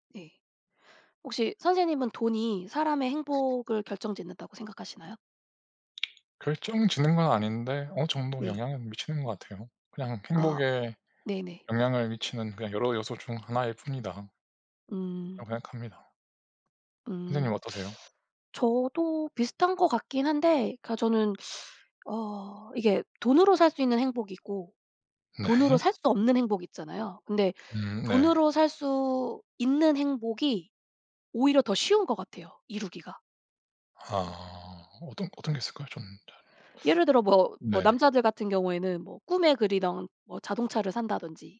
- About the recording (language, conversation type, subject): Korean, unstructured, 돈에 관해 가장 놀라운 사실은 무엇인가요?
- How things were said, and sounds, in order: tapping; other background noise; teeth sucking; teeth sucking; teeth sucking